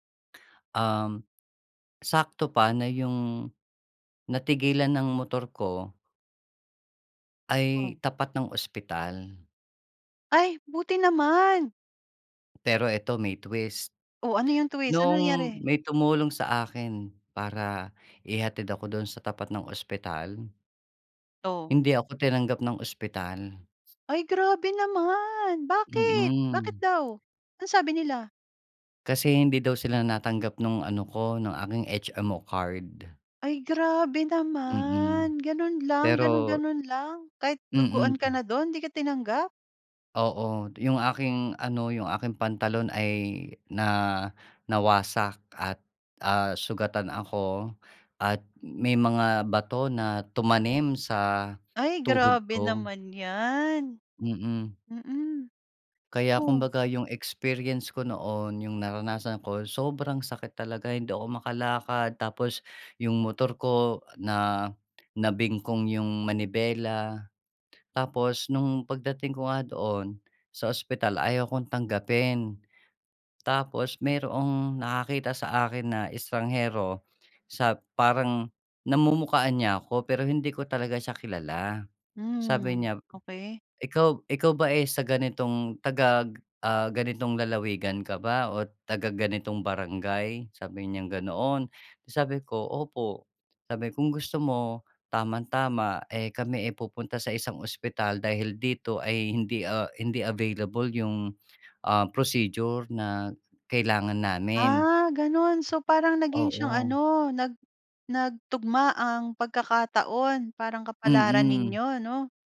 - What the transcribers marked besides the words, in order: other background noise; lip smack; in English: "procedure"
- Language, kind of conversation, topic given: Filipino, podcast, May karanasan ka na bang natulungan ka ng isang hindi mo kilala habang naglalakbay, at ano ang nangyari?